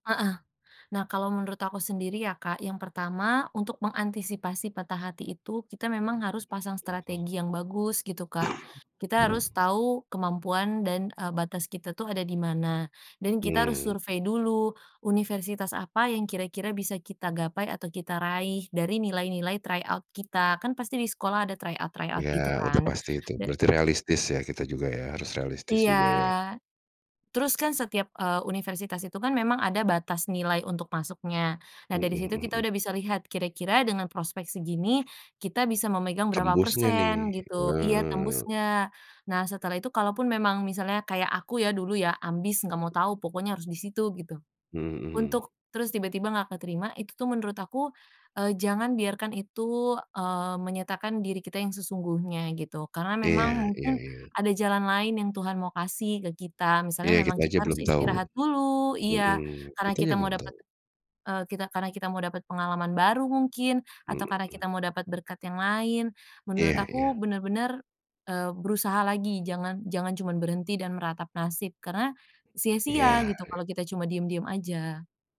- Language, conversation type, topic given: Indonesian, podcast, Pernahkah kamu mengalami kegagalan dan belajar dari pengalaman itu?
- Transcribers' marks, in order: cough; breath; tapping; other background noise; in English: "try out"; in English: "try out try out"